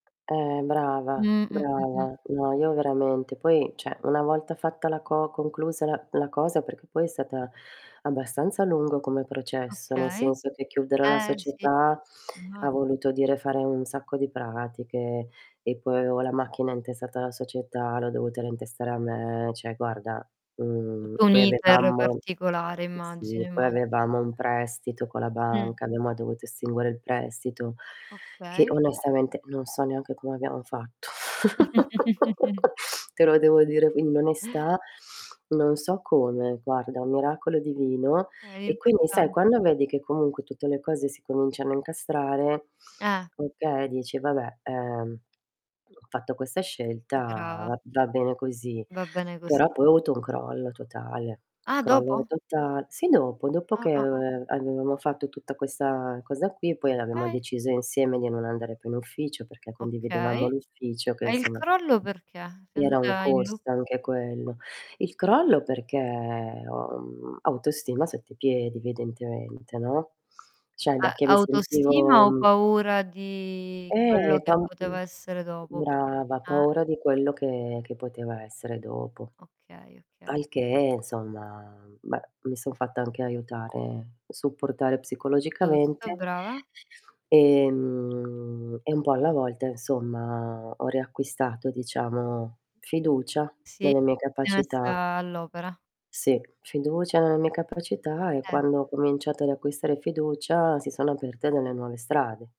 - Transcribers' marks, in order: tapping; distorted speech; "cioè" said as "ceh"; other background noise; giggle; chuckle; in English: "loop?"; drawn out: "perché"; "cioè" said as "ceh"; drawn out: "di"
- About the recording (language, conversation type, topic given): Italian, unstructured, Qual è il tuo modo preferito per rilassarti dopo una giornata intensa?